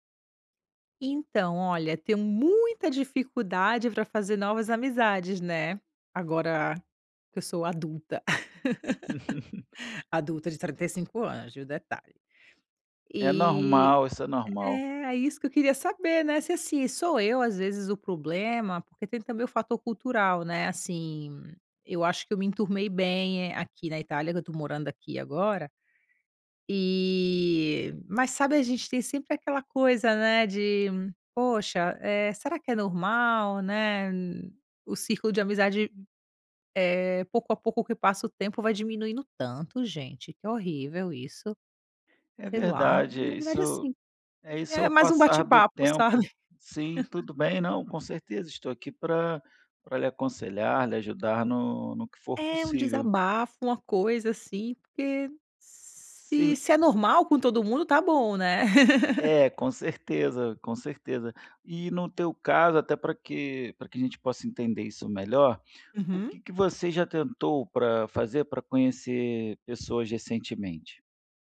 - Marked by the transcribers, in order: laugh; snort
- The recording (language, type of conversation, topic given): Portuguese, advice, Como posso lidar com a dificuldade de fazer novas amizades na vida adulta?